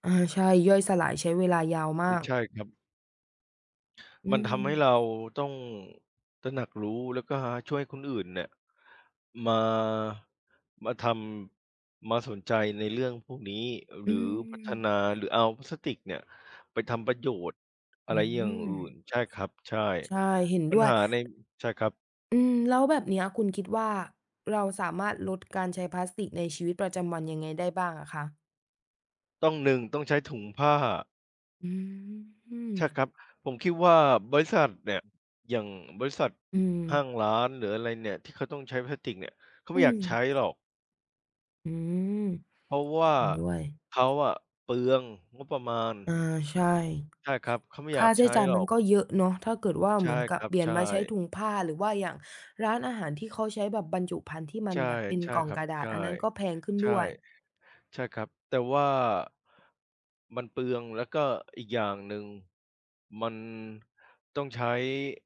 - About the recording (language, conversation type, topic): Thai, unstructured, ถ้าทุกคนช่วยกันลดการใช้พลาสติก คุณคิดว่าจะช่วยเปลี่ยนโลกได้ไหม?
- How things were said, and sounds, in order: tapping; other background noise; drawn out: "อือ"; stressed: "เปลือง"